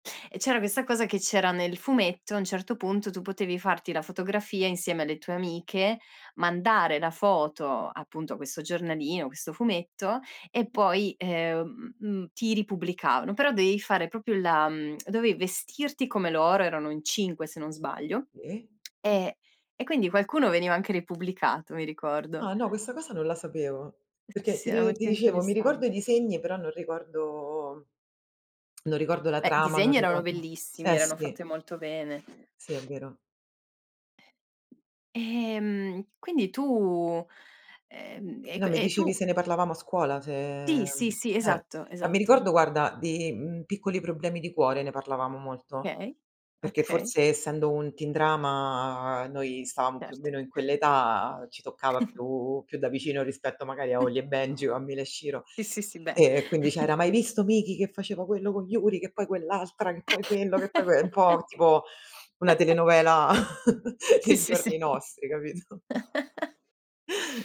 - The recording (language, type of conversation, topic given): Italian, podcast, Quali ricordi ti evocano le sigle televisive di quando eri piccolo?
- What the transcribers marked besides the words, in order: "proprio" said as "propio"; lip smack; lip smack; tapping; other background noise; drawn out: "ricordo"; drawn out: "tu"; "Okay" said as "kay"; giggle; chuckle; chuckle; other noise; chuckle; chuckle; sniff; chuckle; laughing while speaking: "dei giorni nostri, capito?"; laughing while speaking: "sì"; chuckle